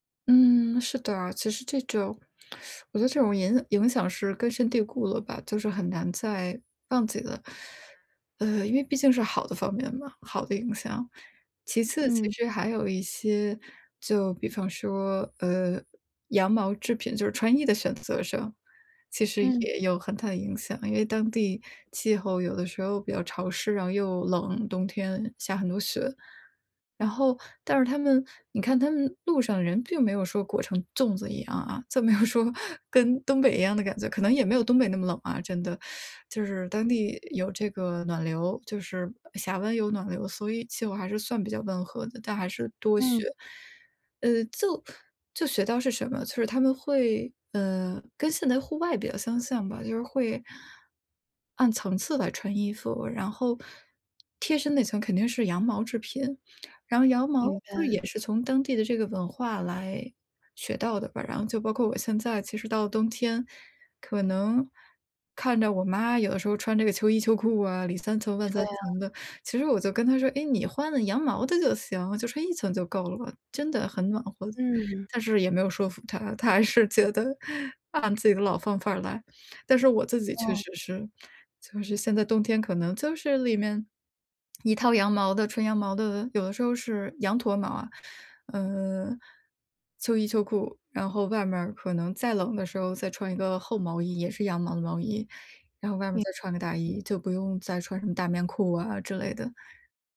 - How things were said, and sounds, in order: laughing while speaking: "这么要说"; laughing while speaking: "还是觉得"; other background noise
- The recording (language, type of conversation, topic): Chinese, podcast, 去过哪个地方至今仍在影响你？